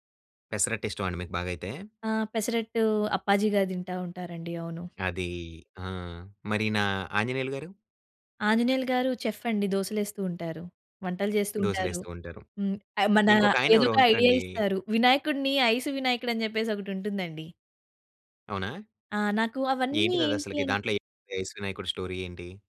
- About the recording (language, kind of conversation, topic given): Telugu, podcast, ఏ పాట విన్నప్పుడు మీకు పాత జ్ఞాపకాలు గుర్తుకొస్తాయి?
- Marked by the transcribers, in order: other background noise; in English: "చెఫ్"; in English: "ఐస్"; in English: "ఐస్"; in English: "స్టోరీ"